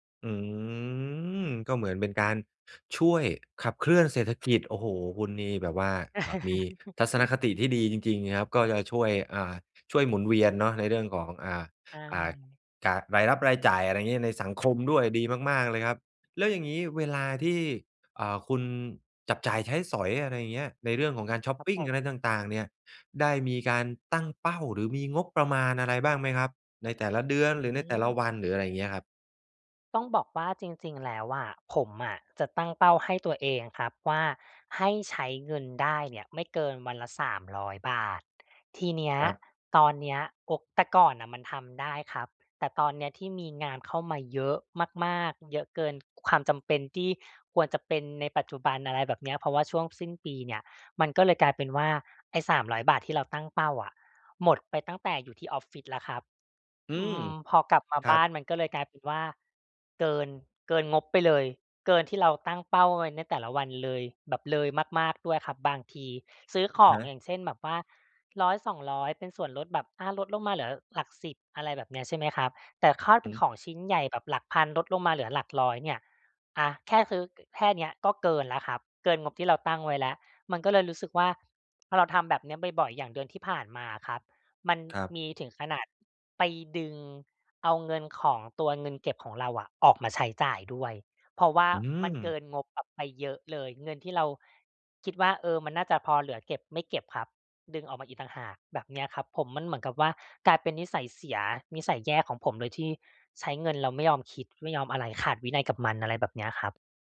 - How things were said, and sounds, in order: drawn out: "อืม"; chuckle; other background noise; stressed: "เยอะ"; "ซื้อ" said as "คื้อ"
- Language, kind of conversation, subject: Thai, advice, จะทำอย่างไรให้มีวินัยการใช้เงินและหยุดใช้จ่ายเกินงบได้?